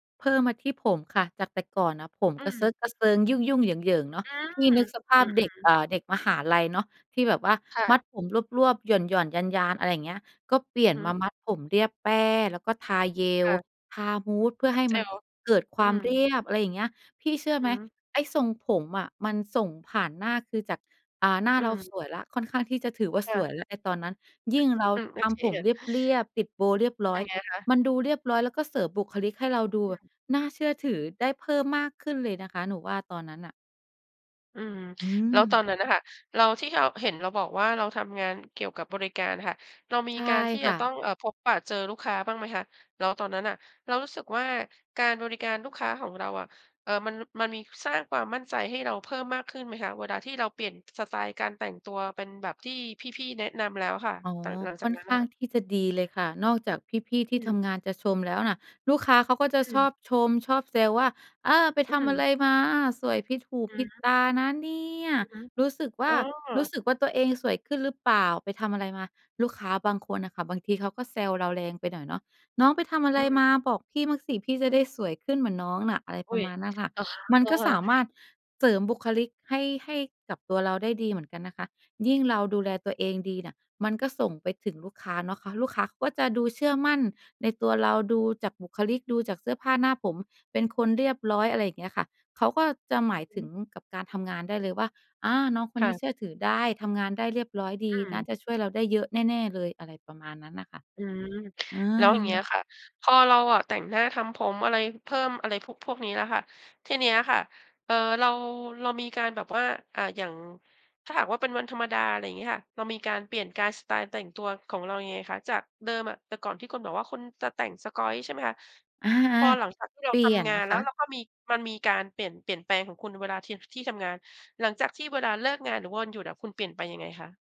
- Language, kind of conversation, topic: Thai, podcast, ตอนนี้สไตล์ของคุณเปลี่ยนไปยังไงบ้าง?
- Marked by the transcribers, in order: unintelligible speech; other background noise